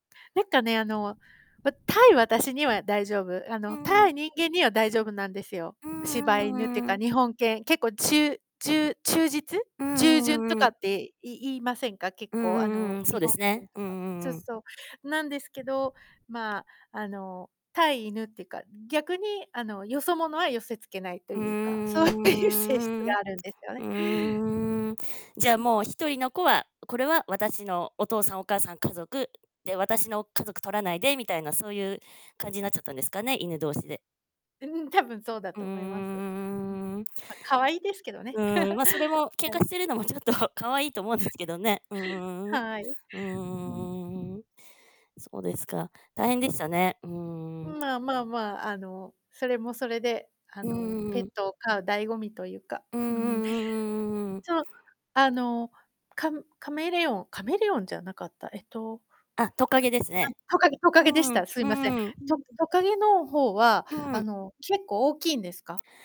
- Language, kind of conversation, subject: Japanese, unstructured, ペットは家族にどのような影響を与えると思いますか？
- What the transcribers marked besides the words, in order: static; other background noise; laughing while speaking: "そういう"; drawn out: "うーん"; giggle